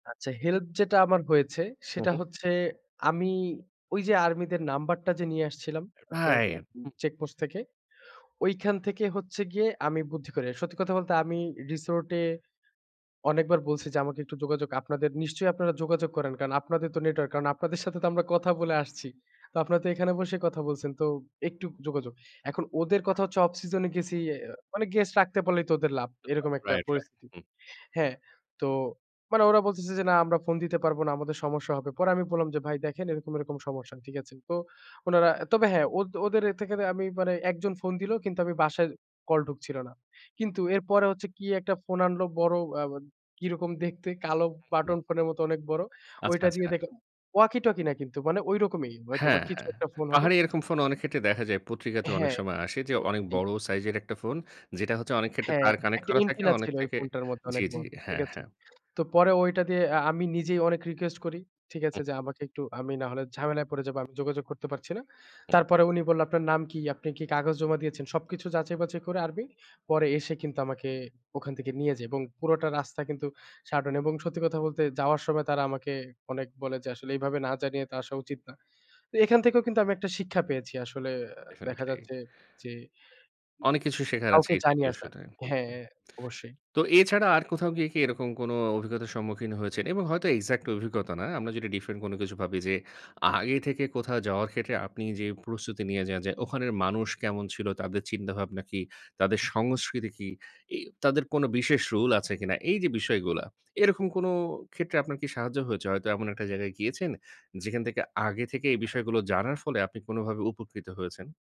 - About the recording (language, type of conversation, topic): Bengali, podcast, একাই ভ্রমণে নিরাপত্তা বজায় রাখতে কী কী পরামর্শ আছে?
- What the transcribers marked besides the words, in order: unintelligible speech; other background noise; tapping